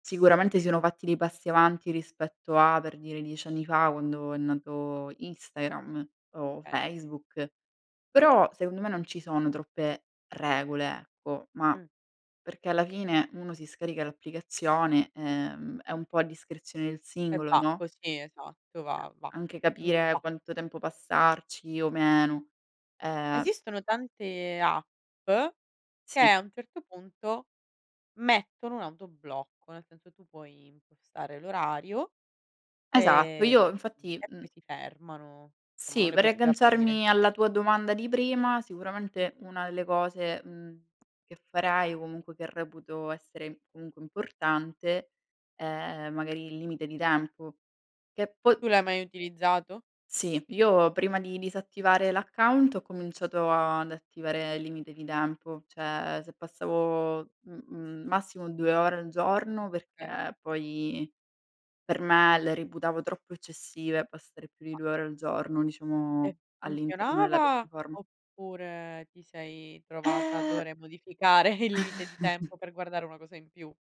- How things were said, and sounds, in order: "Okay" said as "kay"; chuckle; other background noise; "Cioè" said as "ceh"; laughing while speaking: "modificare"; chuckle
- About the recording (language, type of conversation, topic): Italian, podcast, Com’è il tuo rapporto con i social media?